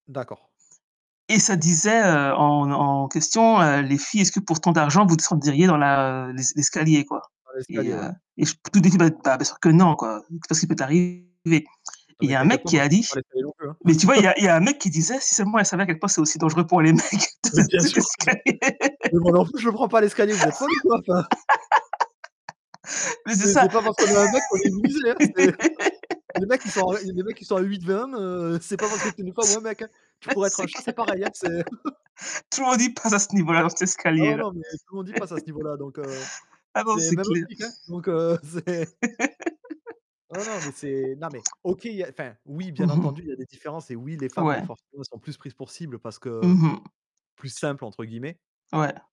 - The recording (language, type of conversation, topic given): French, unstructured, Seriez-vous prêt à renoncer à votre smartphone pour mener une vie plus simple ?
- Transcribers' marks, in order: tapping; unintelligible speech; distorted speech; chuckle; chuckle; laughing while speaking: "pour les mecs cet escalier"; unintelligible speech; chuckle; laugh; laughing while speaking: "C c'est clair. Tout le … dans cet escalier-là"; chuckle; chuckle; laugh; laughing while speaking: "heu, c'est"; laugh; stressed: "plus simple"